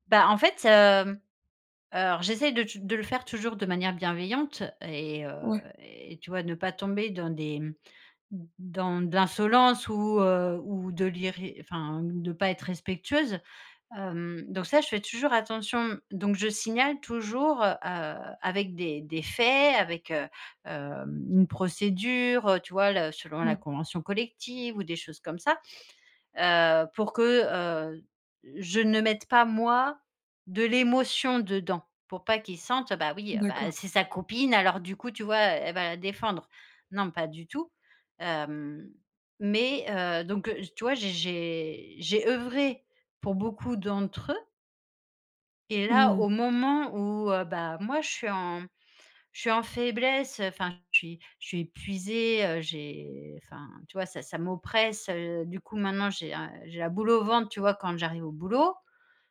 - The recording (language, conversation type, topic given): French, advice, Comment gérer mon ressentiment envers des collègues qui n’ont pas remarqué mon épuisement ?
- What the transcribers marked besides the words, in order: stressed: "l'émotion"; put-on voice: "heu : Bah oui, heu, bah … va la défendre"; stressed: "œuvré"